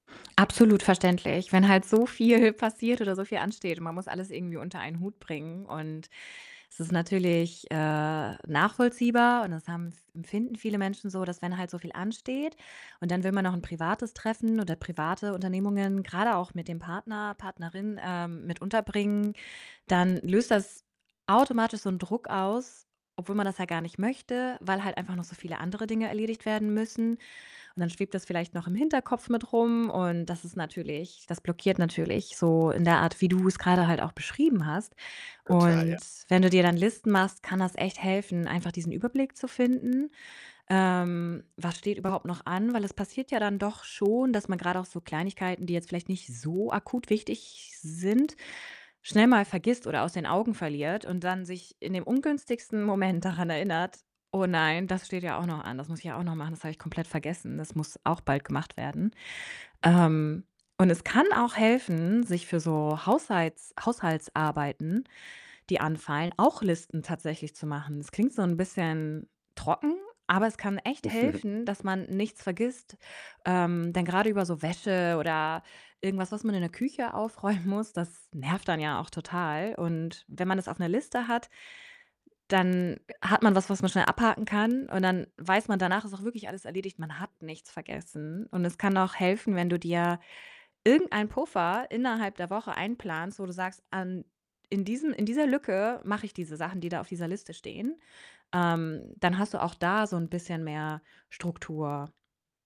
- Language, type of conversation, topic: German, advice, Warum habe ich am Wochenende nie wirklich frei, weil immer unerledigte Aufgaben übrig bleiben?
- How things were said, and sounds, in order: distorted speech; stressed: "so"; laughing while speaking: "viel"; stressed: "so"; laughing while speaking: "Moment"; other background noise; chuckle; laughing while speaking: "aufräumen muss"; stressed: "hat"